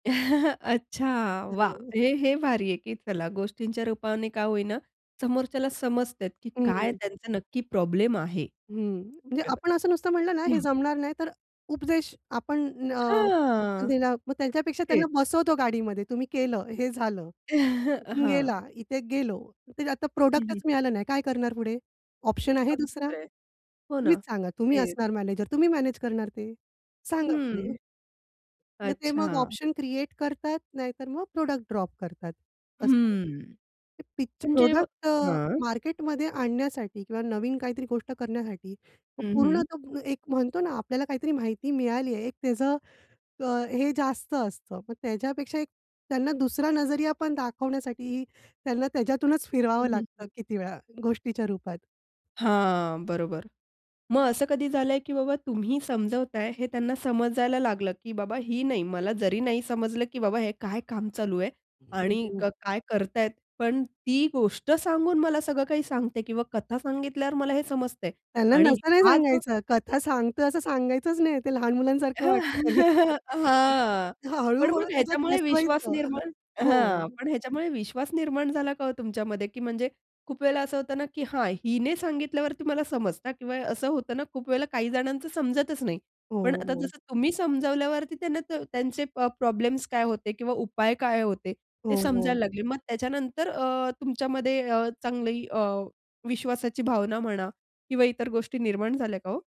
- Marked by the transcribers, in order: chuckle; unintelligible speech; other background noise; unintelligible speech; drawn out: "हां"; chuckle; in English: "प्रॉडक्टच"; in English: "प्रॉडक्ट"; tapping; in English: "प्रॉडक्ट"; unintelligible speech; laugh; laugh
- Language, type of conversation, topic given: Marathi, podcast, काम दाखवताना कथा सांगणं का महत्त्वाचं?